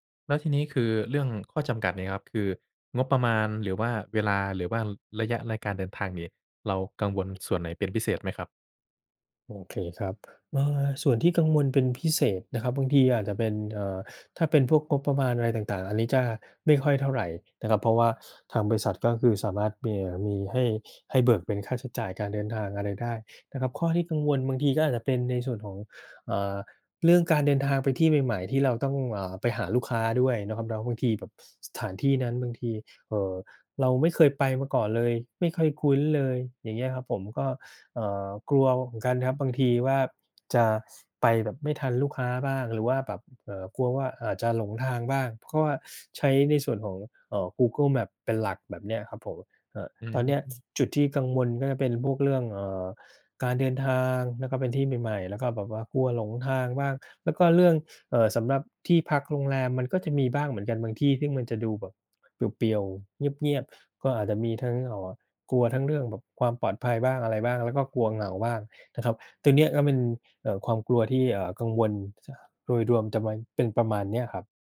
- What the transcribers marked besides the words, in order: other background noise; other noise
- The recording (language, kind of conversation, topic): Thai, advice, คุณปรับตัวอย่างไรหลังย้ายบ้านหรือย้ายไปอยู่เมืองไกลจากบ้าน?